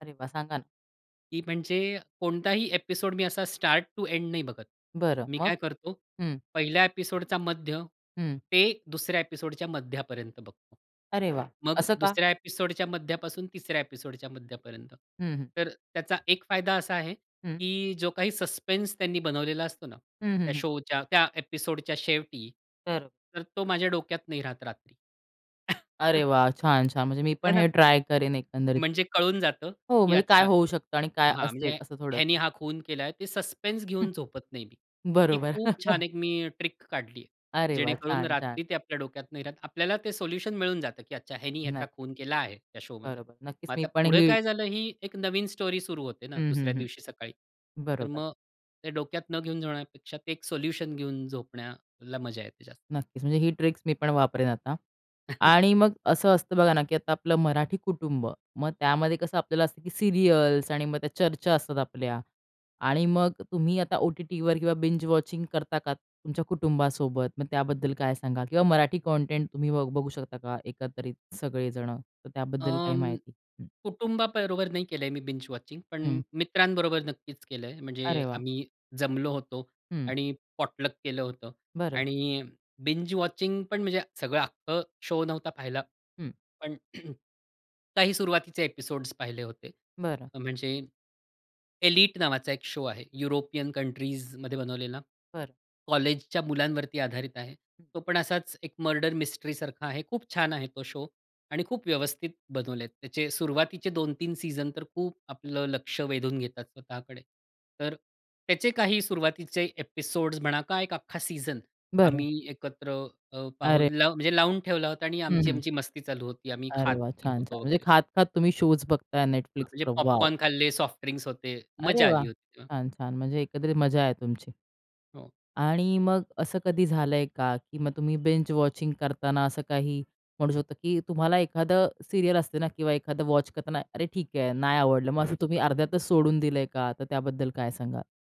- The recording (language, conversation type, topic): Marathi, podcast, बिंज-वॉचिंग बद्दल तुमचा अनुभव कसा आहे?
- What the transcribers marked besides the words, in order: in English: "एपिसोड"; in English: "स्टार्ट टू एंड"; in English: "एपिसोडचा"; in English: "एपिसोडच्या"; other background noise; in English: "एपिसोडच्या"; in English: "एपिसोडच्या"; in English: "सस्पेन्स"; in English: "शोच्या"; in English: "एपिसोडच्या"; chuckle; tapping; other noise; in English: "सस्पेन्स"; chuckle; in English: "ट्रिक"; chuckle; in English: "शोमध्ये"; in English: "स्टोरी"; in English: "ट्रिक"; chuckle; in English: "सीरियल्स"; in English: "बिंज वॉचिंग"; in English: "बिंज वॉचिंग"; in English: "पॉटलक"; in English: "बिंज वॉचिंग"; in English: "शो"; throat clearing; in English: "एपिसोड्स"; in English: "शो"; in English: "मर्डर मिस्ट्रीसारखा"; in English: "शो"; in English: "एपिसोड्स"; in English: "शोज"; in English: "बिंज वॉचिंग"; in English: "सीरियल"